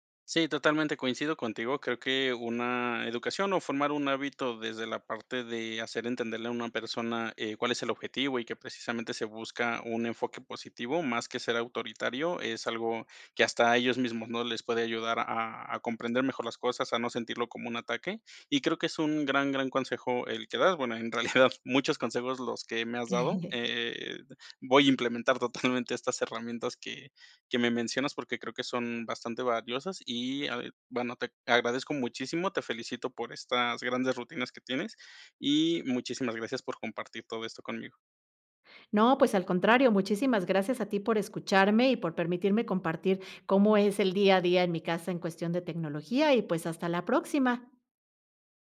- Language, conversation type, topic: Spanish, podcast, ¿Qué haces para desconectarte del celular por la noche?
- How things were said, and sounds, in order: laugh